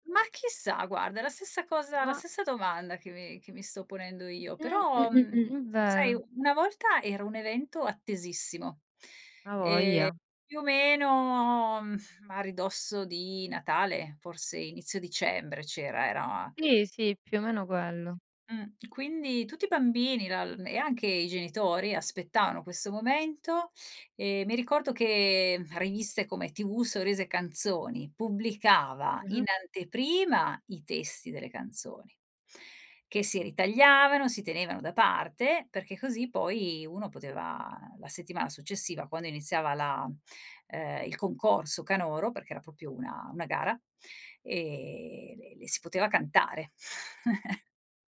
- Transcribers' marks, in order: "Sì" said as "ì"; "proprio" said as "popio"; chuckle
- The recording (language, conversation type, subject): Italian, podcast, Qual è la canzone che ti riporta subito all’infanzia?